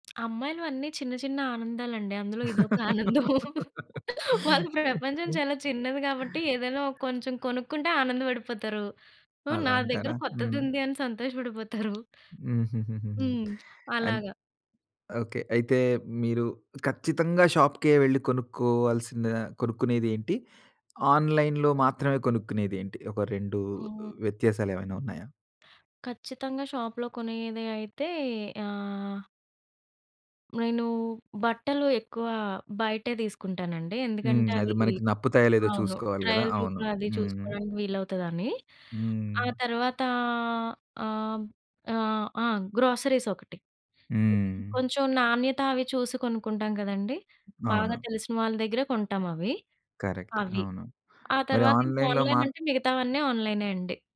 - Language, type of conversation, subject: Telugu, podcast, రోడ్డుపక్కన ఉన్న చిన్న దుకాణదారితో మీరు మాట్లాడిన మాటల్లో మీకు ఇప్పటికీ గుర్తుండిపోయిన సంభాషణ ఏదైనా ఉందా?
- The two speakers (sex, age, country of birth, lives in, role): female, 30-34, India, India, guest; male, 40-44, India, India, host
- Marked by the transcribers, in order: laugh; other background noise; in English: "ఆన్‌లైన్‌లో"; in English: "ట్రయల్ రూమ్"; in English: "గ్రోసరీస్"; in English: "కరెక్ట్"; in English: "ఆన్‌లైన్"; in English: "ఆన్‌లైన్‌లో"